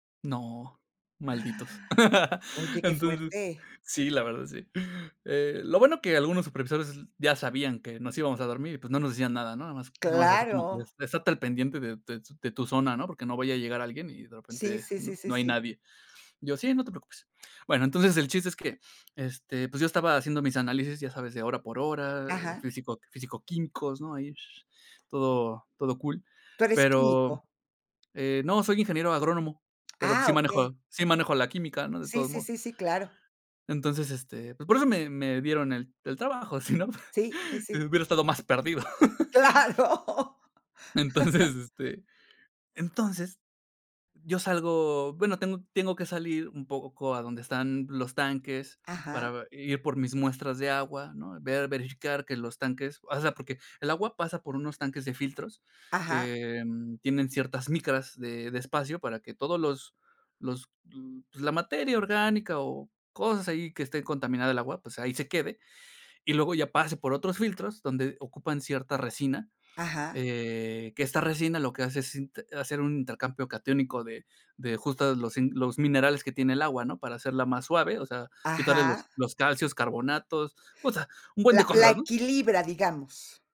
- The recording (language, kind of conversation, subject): Spanish, podcast, ¿Qué errores cometiste al aprender por tu cuenta?
- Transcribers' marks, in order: chuckle; tapping; other background noise; laughing while speaking: "sino"; laughing while speaking: "Claro"; chuckle; laughing while speaking: "Entonces"; chuckle